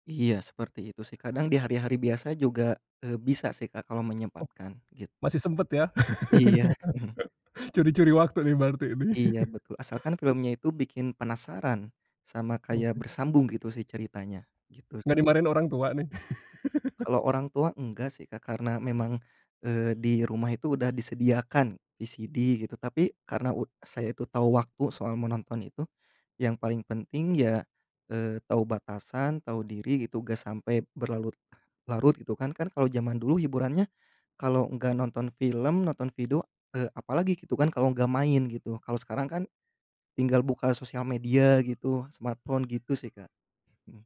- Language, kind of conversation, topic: Indonesian, podcast, Bagaimana menurut kamu media sosial mengubah cara kita menonton video?
- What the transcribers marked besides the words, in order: other background noise; laugh; chuckle; laugh; laugh; in English: "VCD"; in English: "smartphone"